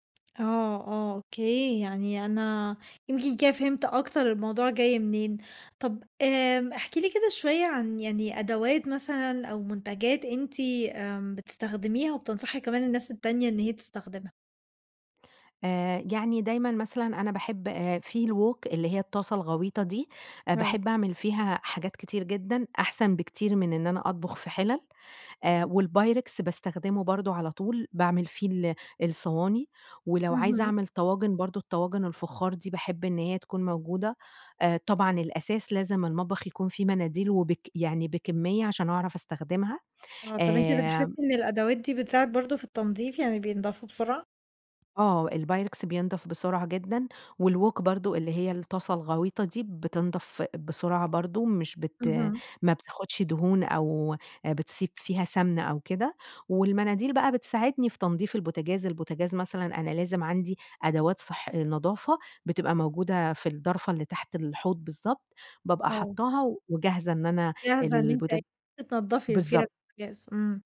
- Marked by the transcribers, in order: tapping; in English: "الووك"; other background noise; in English: "والووك"; unintelligible speech
- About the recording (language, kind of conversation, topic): Arabic, podcast, ازاي تحافظي على ترتيب المطبخ بعد ما تخلصي طبخ؟